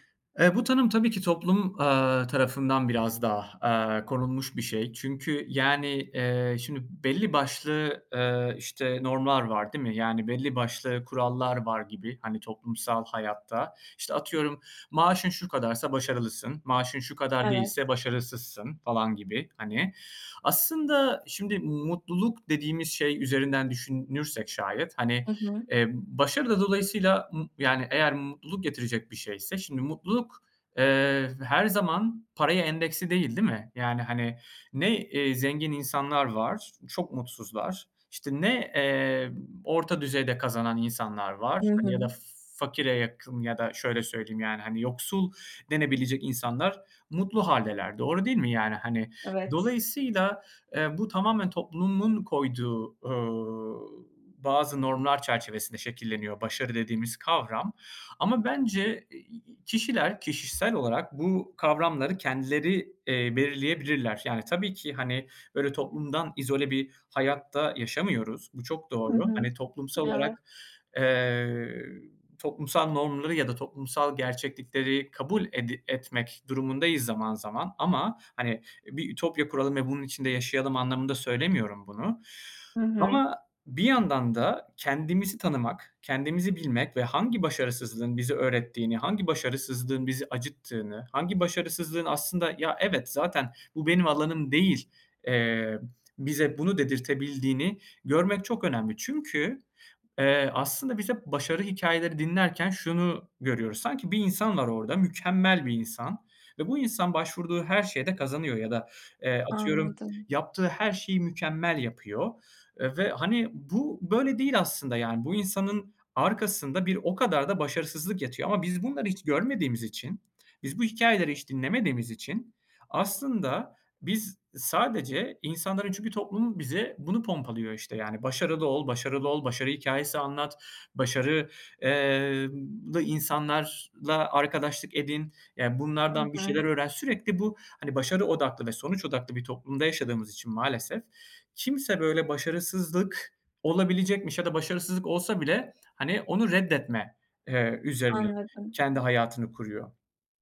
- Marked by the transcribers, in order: tapping; stressed: "mükemmel"; other background noise
- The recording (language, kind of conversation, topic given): Turkish, podcast, Başarısızlığı öğrenme fırsatı olarak görmeye nasıl başladın?